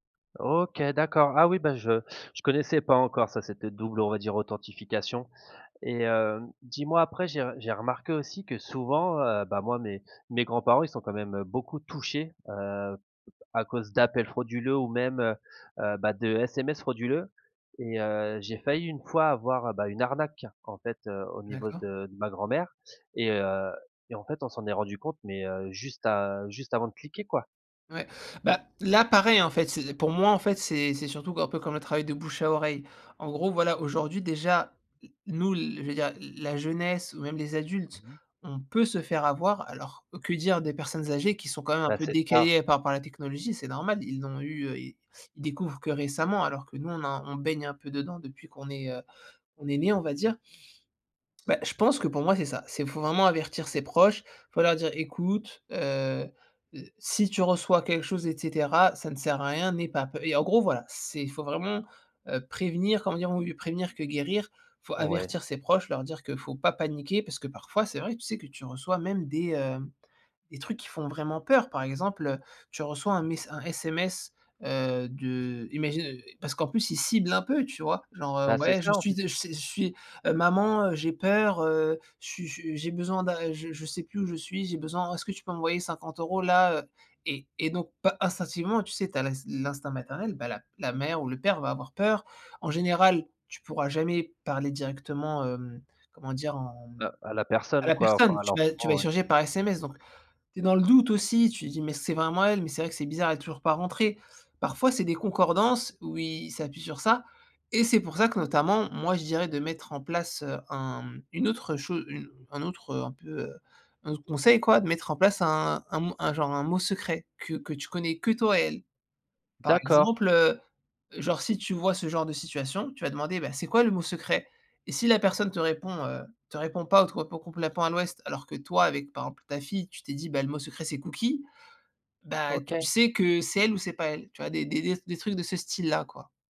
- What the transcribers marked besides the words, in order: other background noise; stressed: "peut"
- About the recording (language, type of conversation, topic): French, podcast, Comment détectes-tu un faux message ou une arnaque en ligne ?